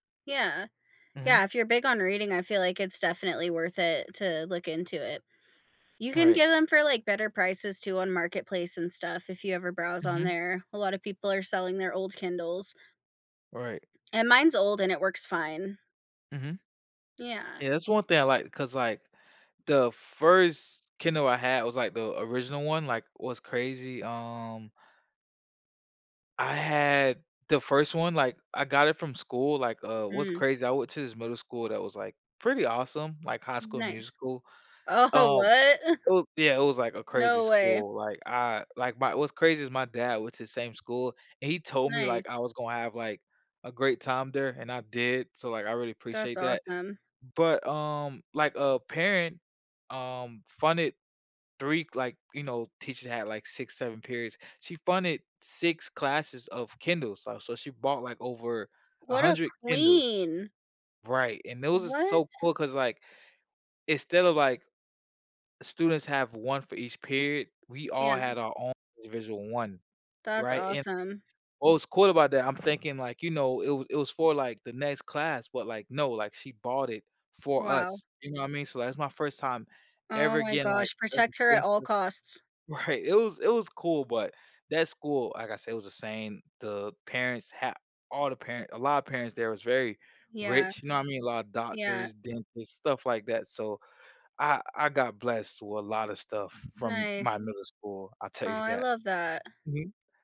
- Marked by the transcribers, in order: laughing while speaking: "Oh"; chuckle; unintelligible speech; laughing while speaking: "Right"
- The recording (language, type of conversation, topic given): English, unstructured, What would change if you switched places with your favorite book character?